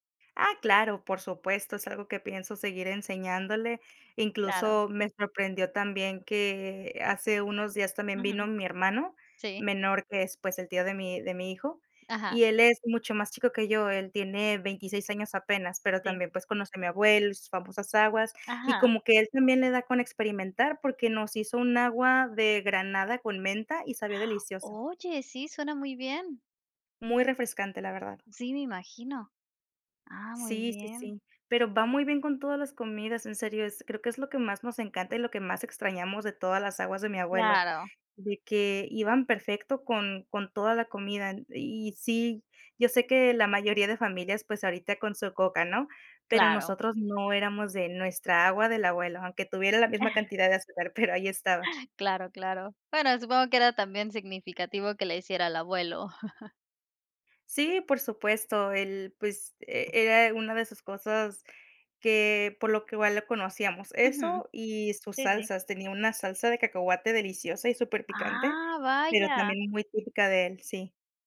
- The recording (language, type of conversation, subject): Spanish, podcast, ¿Tienes algún plato que aprendiste de tus abuelos?
- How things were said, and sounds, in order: tapping; chuckle; laughing while speaking: "pero"; chuckle